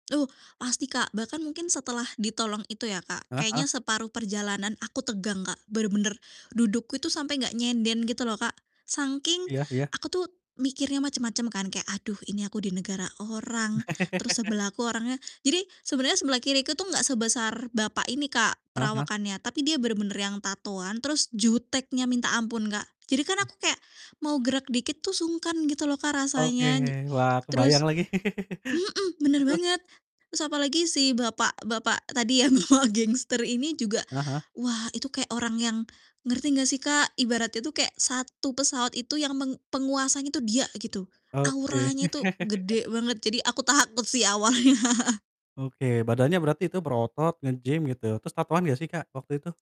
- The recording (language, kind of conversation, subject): Indonesian, podcast, Pernahkah kamu menerima kebaikan dari orang asing saat bepergian?
- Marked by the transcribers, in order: "nyender" said as "nyenden"; laugh; laugh; laughing while speaking: "bapak"; laugh; laughing while speaking: "awalnya"; laugh